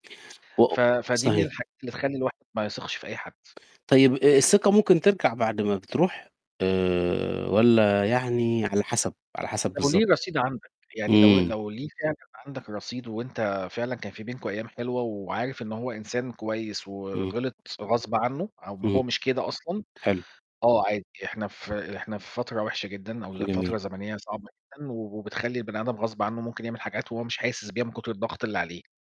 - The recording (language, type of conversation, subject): Arabic, unstructured, هل ممكن العلاقة تكمل بعد ما الثقة تضيع؟
- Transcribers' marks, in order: distorted speech; tapping